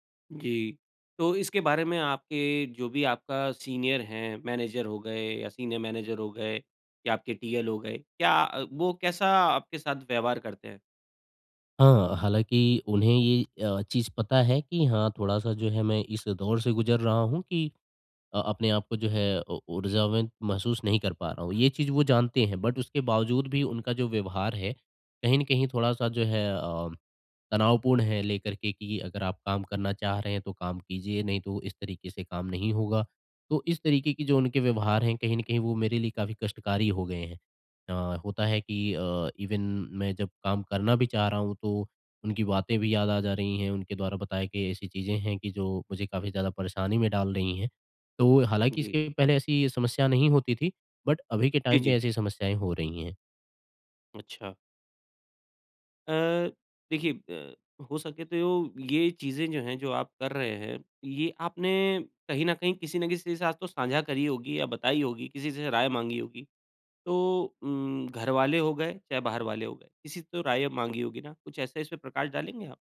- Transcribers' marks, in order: in English: "सीनियर"; in English: "मैनेजर"; in English: "सीनियर मैनेजर"; in English: "टीएल"; "ऊर्जावान" said as "ऊर्जावन"; in English: "बट"; in English: "इवन"; in English: "बट"; in English: "टाइम"
- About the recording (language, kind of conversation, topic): Hindi, advice, ऊर्जा प्रबंधन और सीमाएँ स्थापित करना